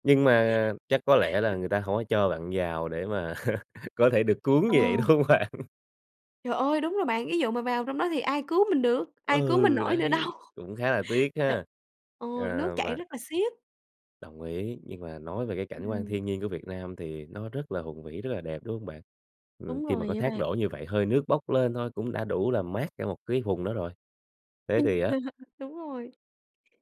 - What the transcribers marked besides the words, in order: unintelligible speech; tapping; laugh; laughing while speaking: "đúng hông bạn?"; laugh
- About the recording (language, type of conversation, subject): Vietnamese, podcast, Bạn sẽ chọn đi rừng hay đi biển vào dịp cuối tuần, và vì sao?